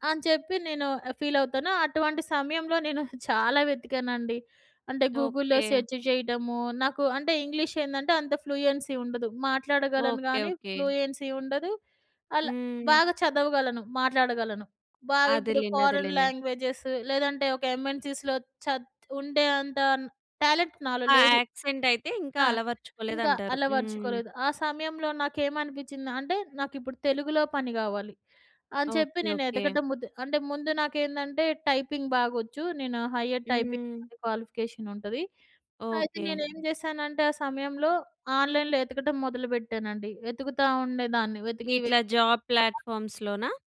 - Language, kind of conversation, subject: Telugu, podcast, మీరు తీసుకున్న రిస్క్ మీ జీవితంలో మంచి మార్పుకు దారితీసిందా?
- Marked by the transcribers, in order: in English: "ఫీల్"; chuckle; tapping; in English: "గూగుల్‌లో సెర్చ్"; in English: "ఇంగ్లీష్"; in English: "ఫ్లూయెన్‌సి"; in English: "ఫ్లూయెన్‌సి"; in English: "ఫారెన్ లాంగ్వేజెస్"; in English: "ఎంఎన్‌సీస్‌లో"; in English: "టాలెంట్"; in English: "యాక్సెంట్"; other noise; "ఎతకటం" said as "ఎటకడం"; in English: "టైపింగ్"; in English: "హైయర్ టైపింగ్ క్వాలిఫికేషన్"; unintelligible speech; in English: "ఆన్లైన్‌లో"; in English: "ప్లాట్"